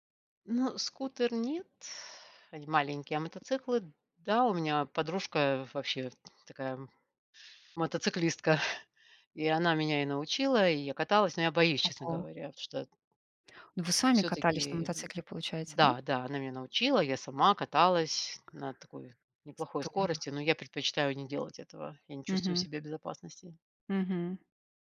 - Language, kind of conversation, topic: Russian, unstructured, Какой вид транспорта вам удобнее: автомобиль или велосипед?
- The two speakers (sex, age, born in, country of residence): female, 40-44, Russia, Italy; female, 55-59, Russia, United States
- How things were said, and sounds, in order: chuckle; tapping